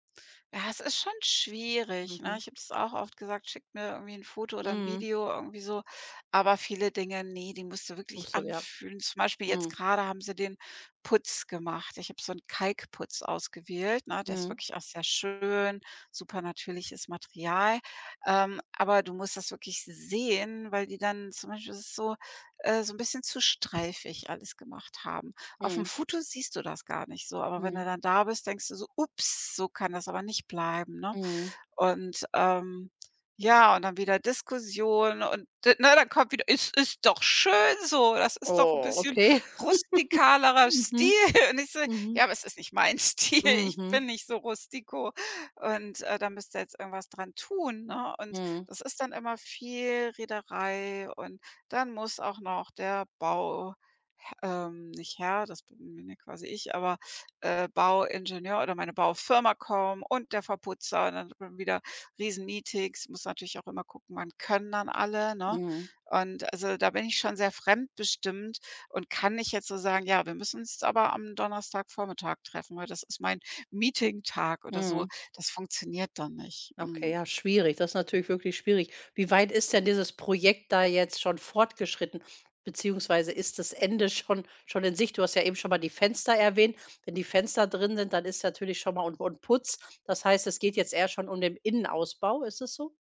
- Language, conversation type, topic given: German, advice, Wie verhindern ständige Unterbrechungen deinen kreativen Fokus?
- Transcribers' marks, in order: put-on voice: "Es ist doch schön so"; chuckle; other background noise; laughing while speaking: "Stil"; laughing while speaking: "Stil"